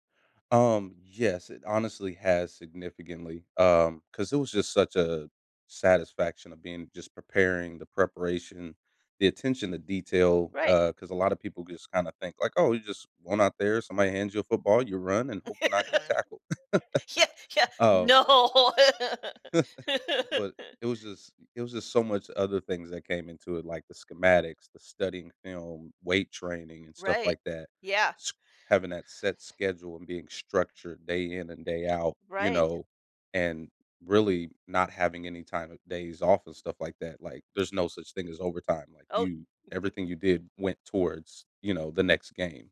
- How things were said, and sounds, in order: laugh; other background noise; laughing while speaking: "Yeah, yeah no"; chuckle; laugh; other noise; chuckle
- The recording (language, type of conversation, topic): English, podcast, How has playing sports shaped who you are today?